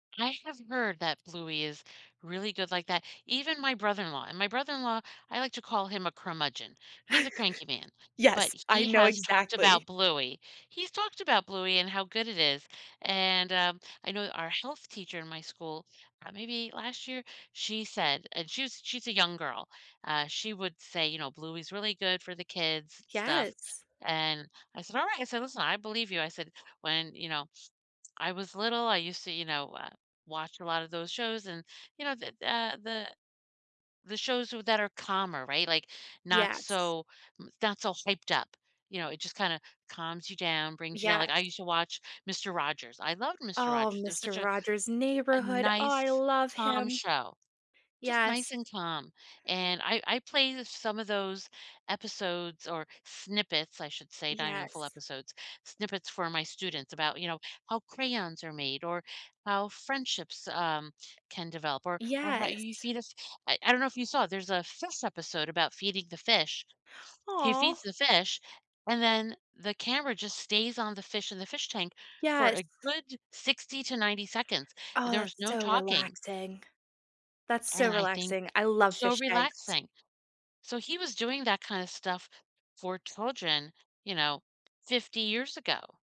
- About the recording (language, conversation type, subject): English, unstructured, Which morning rituals set a positive tone for you, and how can we inspire each other?
- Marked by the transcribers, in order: chuckle; "fish" said as "fiss"; inhale